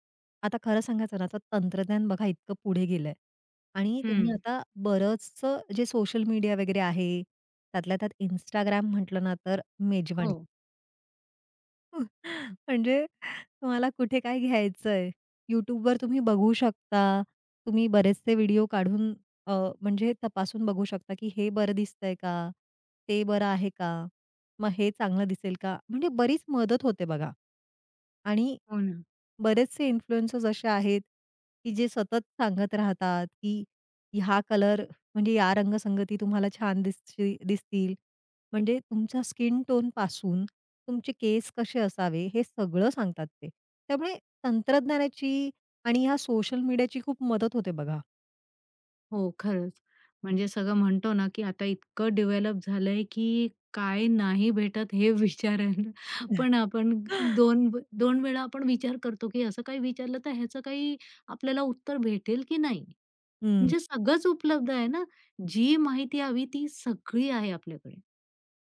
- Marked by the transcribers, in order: tapping; other background noise; chuckle; in English: "इन्फ्लुएंसर्स"; in English: "स्किन टोनपासून"; in English: "डेव्हलप"; laughing while speaking: "विचारायला"; chuckle
- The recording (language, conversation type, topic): Marathi, podcast, मित्रमंडळींपैकी कोणाचा पेहरावाचा ढंग तुला सर्वात जास्त प्रेरित करतो?